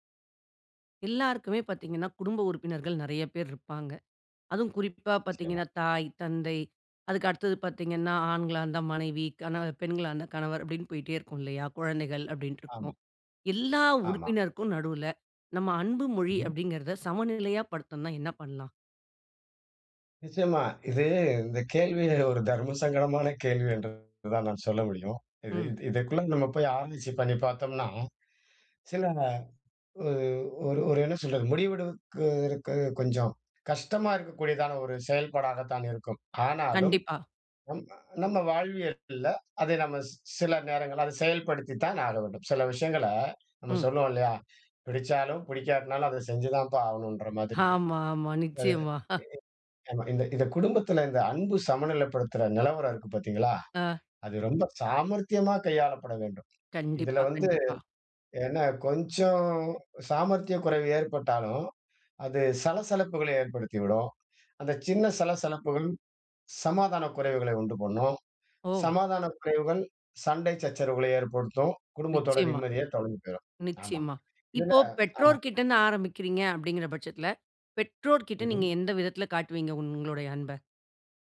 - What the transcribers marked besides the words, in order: other background noise; laughing while speaking: "ஆமா, ஆமா நிச்சயமா"; other noise
- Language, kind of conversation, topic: Tamil, podcast, அன்பை வெளிப்படுத்தும் முறைகள் வேறுபடும் போது, ஒருவருக்கொருவர் தேவைகளைப் புரிந்து சமநிலையாக எப்படி நடந்து கொள்கிறீர்கள்?